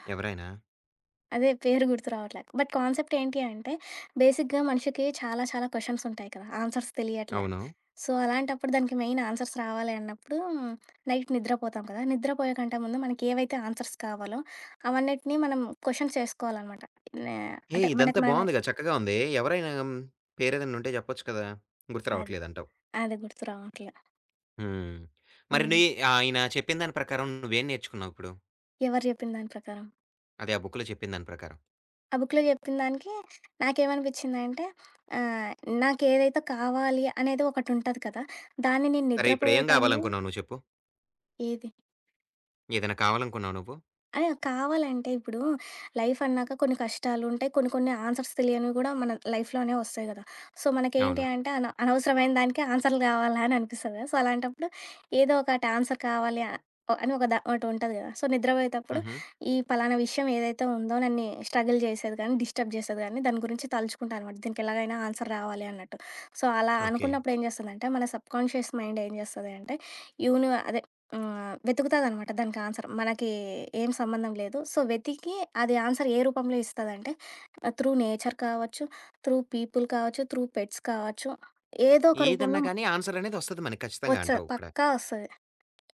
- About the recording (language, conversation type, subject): Telugu, podcast, సొంతంగా కొత్త విషయం నేర్చుకున్న అనుభవం గురించి చెప్పగలవా?
- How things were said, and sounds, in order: in English: "బట్ కాన్సెప్ట్"; in English: "బేసిక్‌గా"; in English: "క్వెషన్స్"; in English: "ఆన్సర్స్"; in English: "సో"; in English: "మెయిన్ ఆన్సర్స్"; in English: "నైట్"; in English: "ఆన్సర్స్"; in English: "క్వెషన్స్"; in English: "బుక్‌లో"; in English: "బుక్‌లో"; other background noise; in English: "లైఫ్"; in English: "ఆన్సర్స్"; in English: "లైఫ్‌లో"; in English: "సో"; in English: "సో"; in English: "ఆన్సర్"; in English: "సో"; in English: "స్ట్రగల్"; in English: "డిస్టర్బ్"; in English: "ఆన్సర్"; tapping; in English: "సో"; in English: "సబ్‌కాన్షియస్ మైండ్"; in English: "ఆన్సర్"; in English: "సో"; in English: "ఆన్సర్"; in English: "త్రూ నేచర్"; in English: "త్రూ పీపుల్"; in English: "త్రూ పెట్స్"